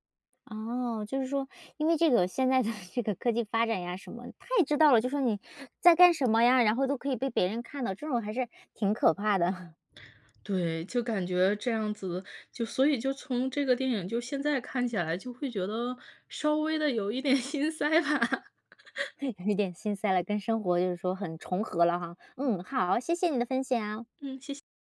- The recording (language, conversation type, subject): Chinese, podcast, 你最喜欢的一部电影是哪一部？
- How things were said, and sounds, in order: laughing while speaking: "的这个"; other background noise; chuckle; laughing while speaking: "点心塞吧"; chuckle